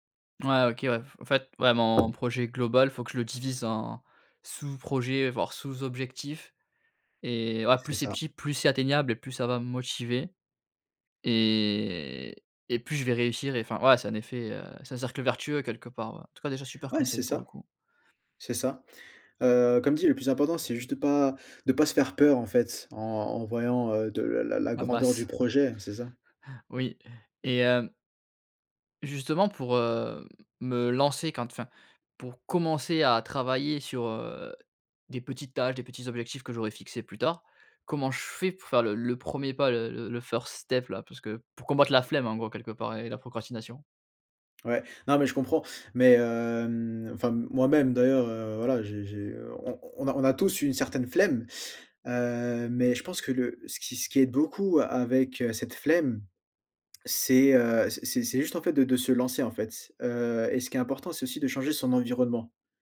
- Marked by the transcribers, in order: tapping; drawn out: "et"; chuckle; in English: "first step"; drawn out: "hem"
- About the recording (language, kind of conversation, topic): French, advice, Pourquoi ai-je tendance à procrastiner avant d’accomplir des tâches importantes ?